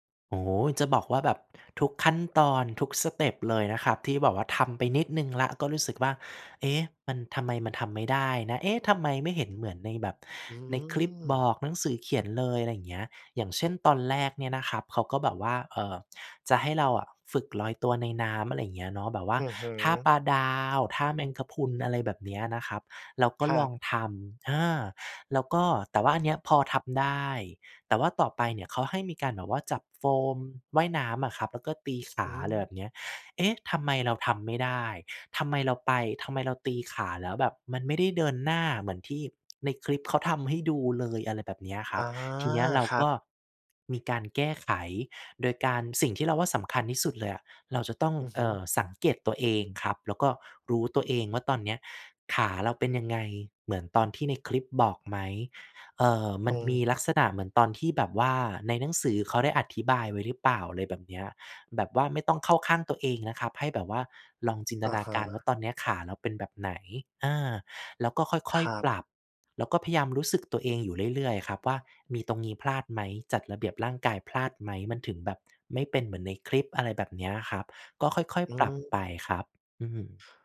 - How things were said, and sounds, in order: none
- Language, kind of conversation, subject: Thai, podcast, เริ่มเรียนรู้ทักษะใหม่ตอนเป็นผู้ใหญ่ คุณเริ่มต้นอย่างไร?